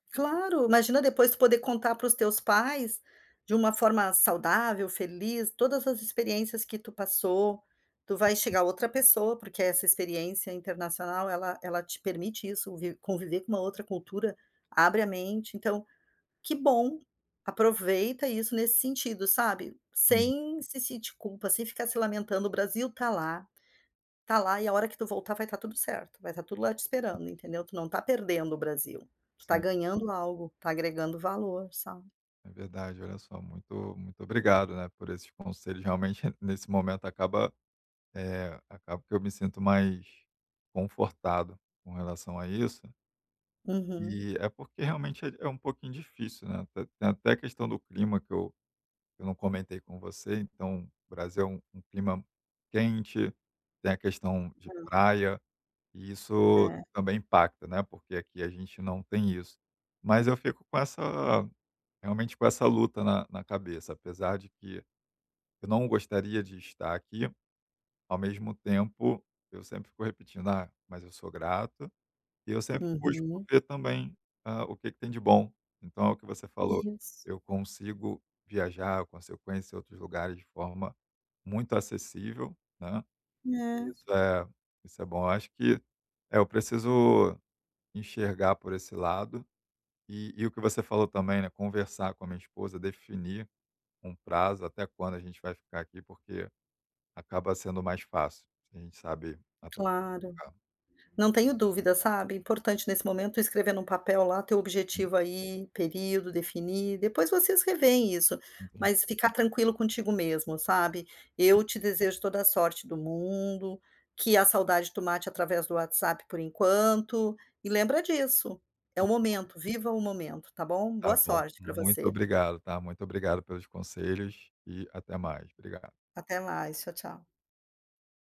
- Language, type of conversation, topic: Portuguese, advice, Como lidar com a saudade intensa de família e amigos depois de se mudar de cidade ou de país?
- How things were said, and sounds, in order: other background noise; tapping; unintelligible speech; unintelligible speech